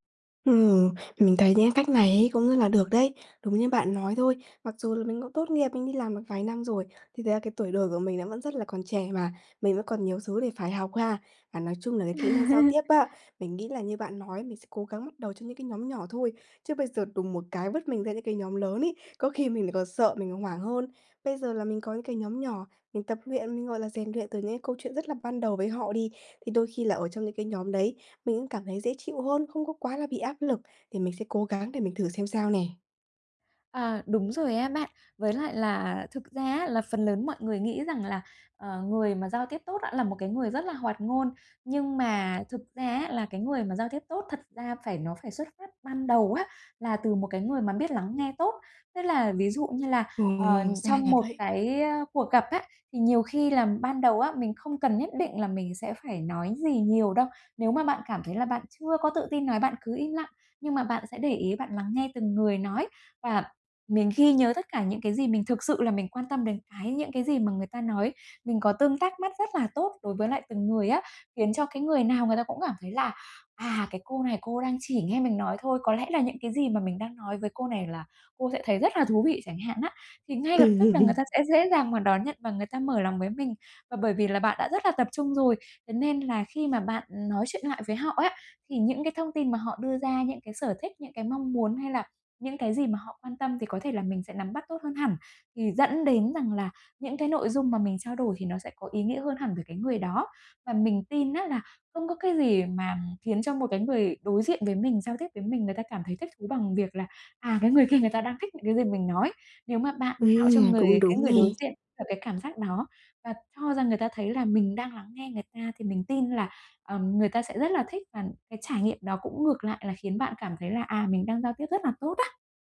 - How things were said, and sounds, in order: laugh; laugh; other background noise; tapping
- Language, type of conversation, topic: Vietnamese, advice, Làm sao tôi có thể xây dựng sự tự tin khi giao tiếp trong các tình huống xã hội?